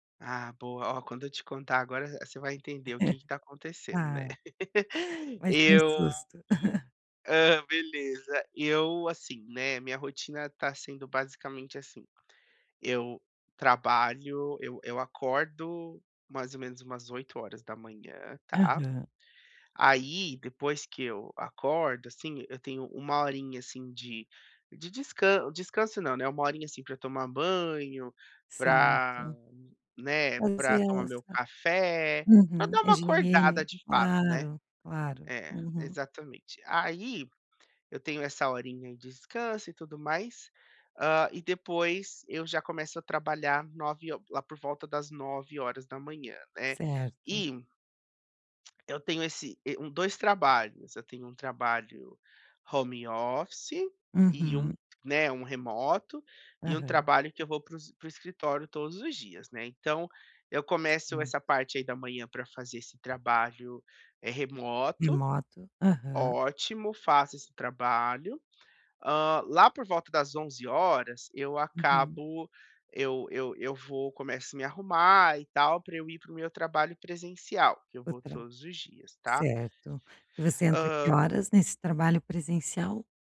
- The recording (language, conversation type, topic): Portuguese, advice, Como posso reequilibrar melhor meu trabalho e meu descanso?
- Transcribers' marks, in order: laugh; laugh; unintelligible speech; tapping